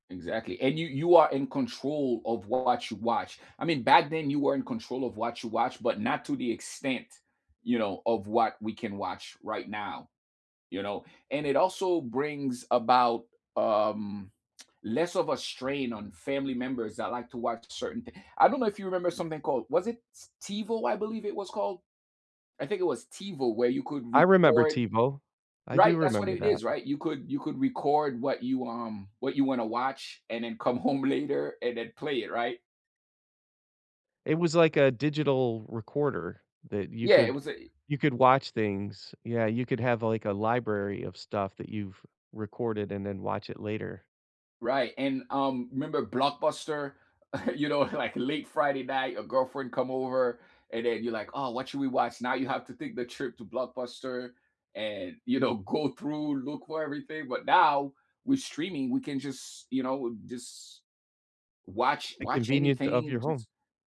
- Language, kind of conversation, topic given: English, unstructured, How does streaming shape what you watch, create, and share together?
- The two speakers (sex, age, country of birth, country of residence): male, 45-49, United States, United States; male, 55-59, United States, United States
- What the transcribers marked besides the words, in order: lip smack; other background noise; chuckle; laughing while speaking: "you know like"; laughing while speaking: "know"